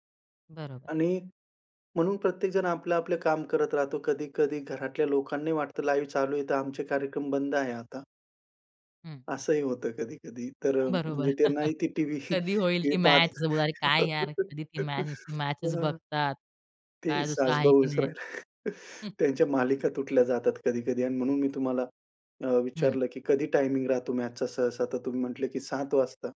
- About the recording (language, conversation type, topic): Marathi, podcast, दूरदर्शनवर थेट क्रीडासामना पाहताना तुम्हाला कसं वाटतं?
- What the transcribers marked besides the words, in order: in English: "लाईव्ह"; chuckle; unintelligible speech; chuckle; laughing while speaking: "टीव्ही पाहत"; laugh; chuckle